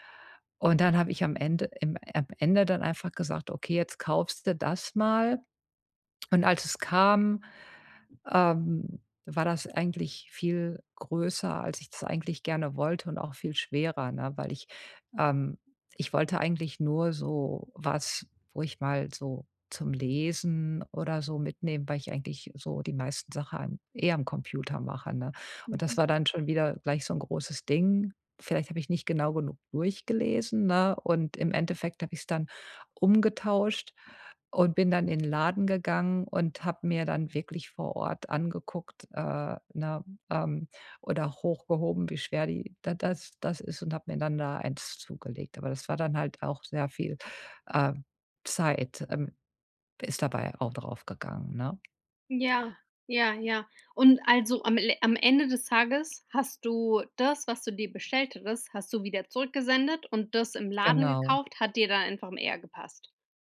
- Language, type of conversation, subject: German, advice, Wie kann ich Fehlkäufe beim Online- und Ladenkauf vermeiden und besser einkaufen?
- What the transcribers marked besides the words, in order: other background noise